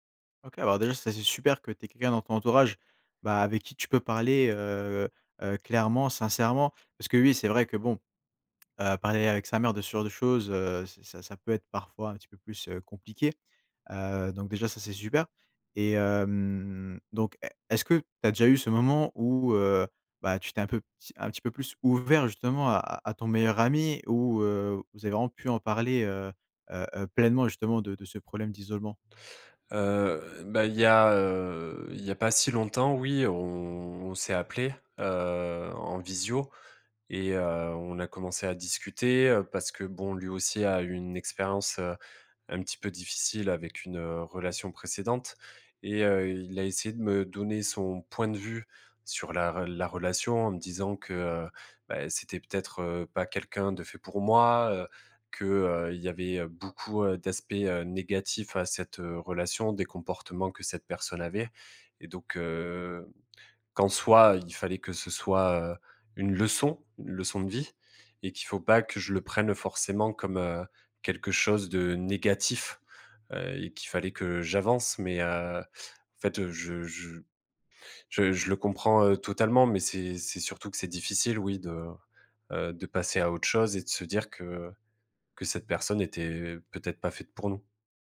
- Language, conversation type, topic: French, advice, Comment vivez-vous la solitude et l’isolement social depuis votre séparation ?
- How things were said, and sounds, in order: other background noise; drawn out: "hem"